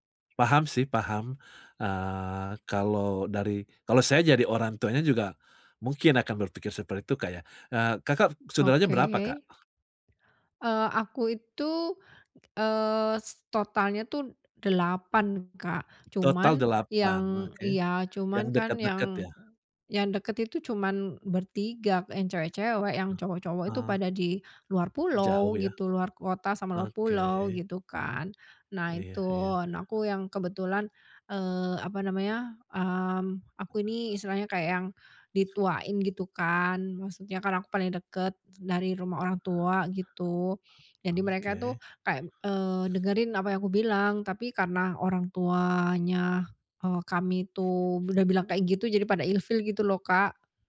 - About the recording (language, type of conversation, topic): Indonesian, advice, Bagaimana cara mengelola konflik keluarga terkait keputusan perawatan orang tua?
- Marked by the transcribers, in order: other background noise; tapping